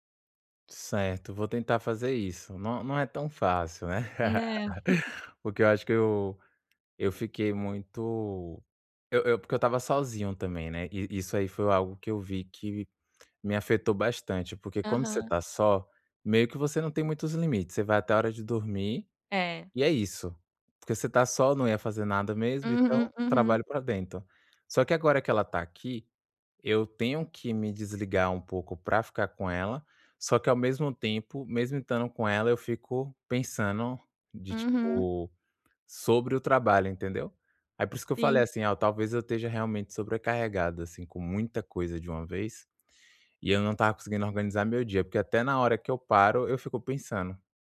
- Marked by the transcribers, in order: laugh
- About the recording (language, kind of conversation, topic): Portuguese, advice, Como posso organizar melhor meu dia quando me sinto sobrecarregado com compromissos diários?